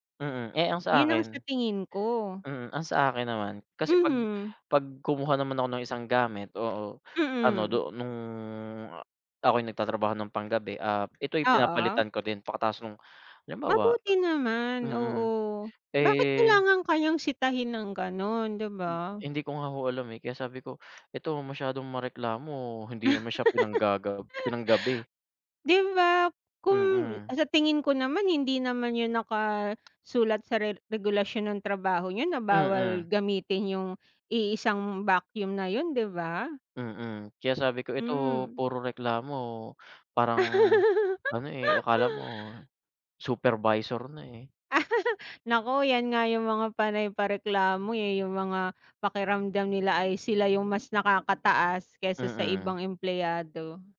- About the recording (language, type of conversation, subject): Filipino, unstructured, Ano ang masasabi mo tungkol sa mga taong laging nagrereklamo pero walang ginagawa?
- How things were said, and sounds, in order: laugh; tapping; other background noise; laugh; chuckle